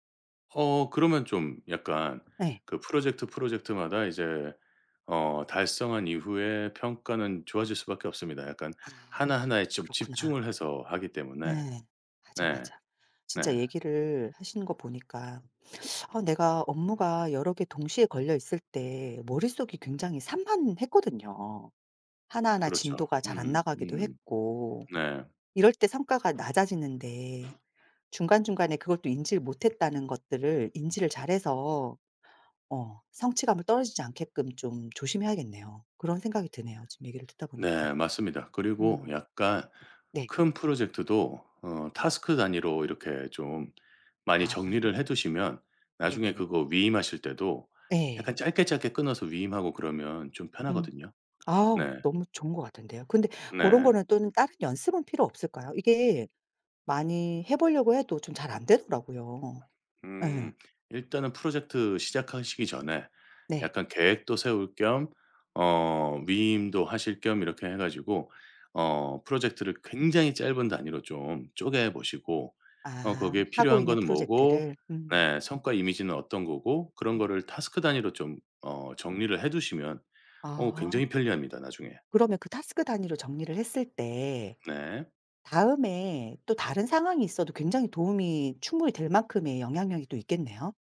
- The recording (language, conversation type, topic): Korean, advice, 여러 일을 동시에 진행하느라 성과가 낮다고 느끼시는 이유는 무엇인가요?
- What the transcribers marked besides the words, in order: other background noise; tapping